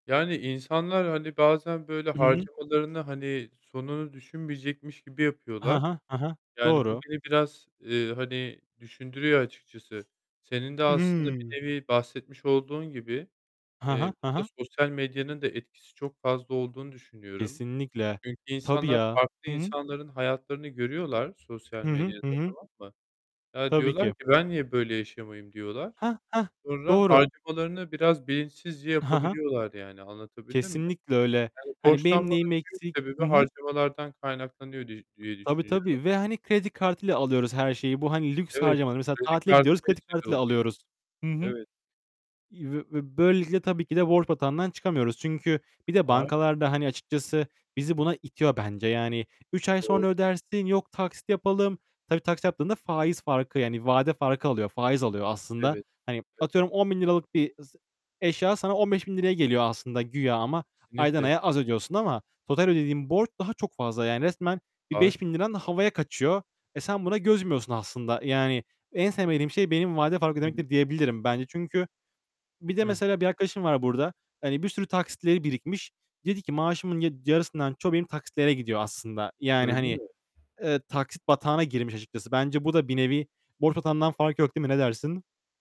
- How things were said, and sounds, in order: tapping; other background noise; distorted speech; "Kesinlikle" said as "nikle"
- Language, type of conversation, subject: Turkish, unstructured, Neden çoğu insan borç batağına sürükleniyor?